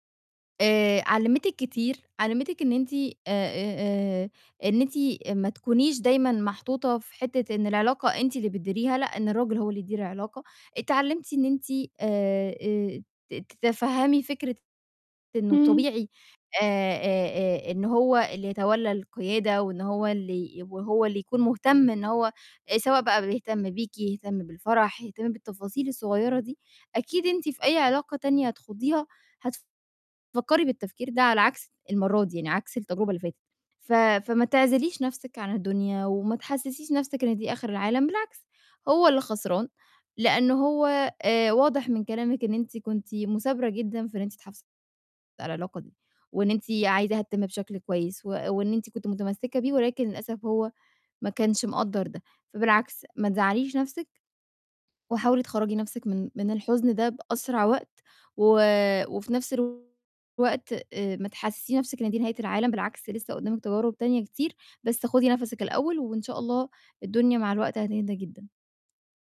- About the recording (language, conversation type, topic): Arabic, advice, إزاي بتوصف حزنك الشديد بعد ما فقدت علاقة أو شغل مهم؟
- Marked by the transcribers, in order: distorted speech; tapping